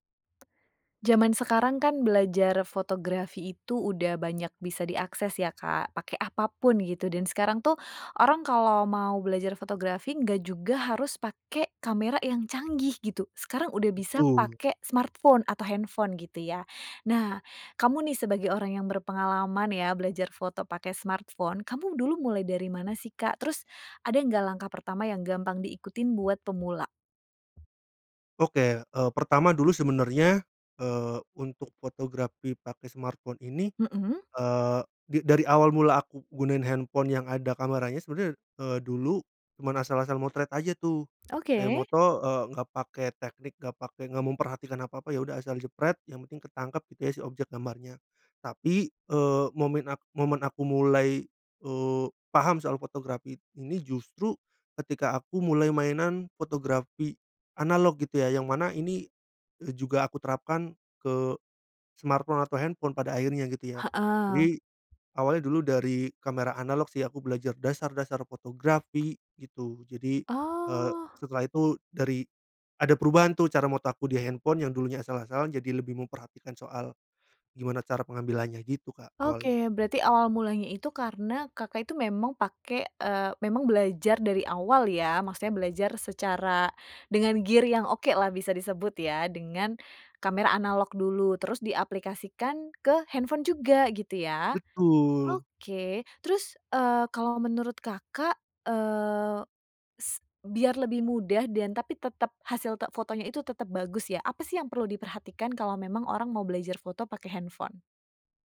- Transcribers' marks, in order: tapping; other background noise; "fotografi" said as "fotografit"; "foto" said as "moto"; in English: "gear"
- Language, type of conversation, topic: Indonesian, podcast, Bagaimana Anda mulai belajar fotografi dengan ponsel pintar?